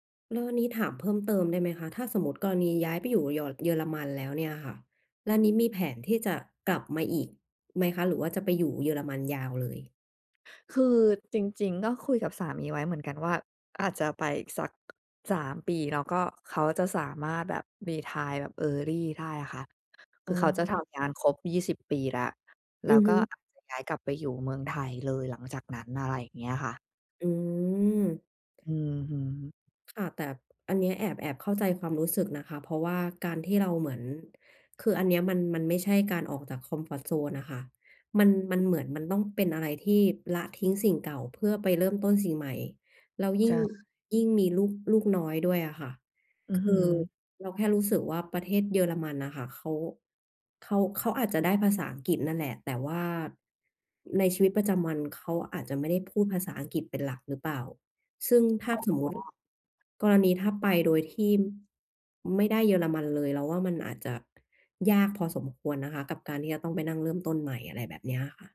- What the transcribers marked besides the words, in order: tapping
- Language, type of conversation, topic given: Thai, advice, จะรับมือกับความรู้สึกผูกพันกับที่เดิมอย่างไรเมื่อจำเป็นต้องย้ายไปอยู่ที่ใหม่?